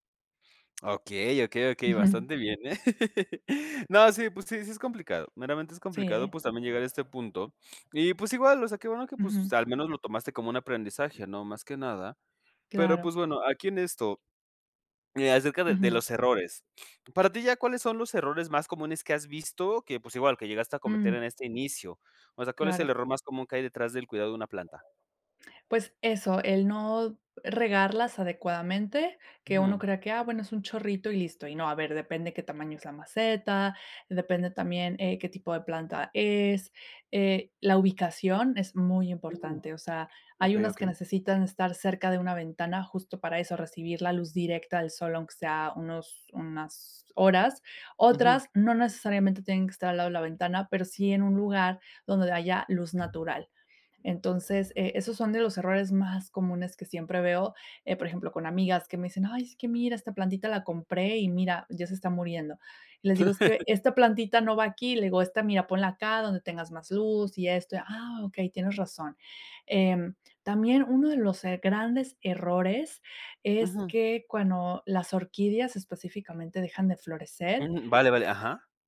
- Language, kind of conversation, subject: Spanish, podcast, ¿Qué te ha enseñado la experiencia de cuidar una planta?
- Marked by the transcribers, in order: tapping; laugh; other background noise; laugh